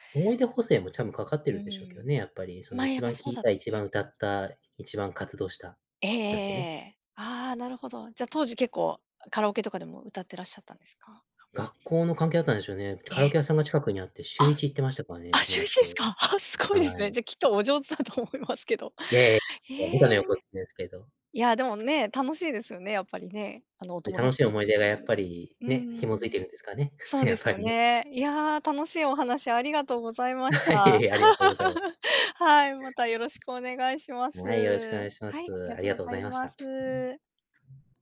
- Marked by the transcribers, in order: laughing while speaking: "お上手だと思いますけど"; other background noise; chuckle; laughing while speaking: "はい、いえいえ"; laugh; tapping
- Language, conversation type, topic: Japanese, podcast, 新しい音楽はどのように見つけていますか？
- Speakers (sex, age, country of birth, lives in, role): female, 45-49, Japan, Japan, host; male, 30-34, United States, United States, guest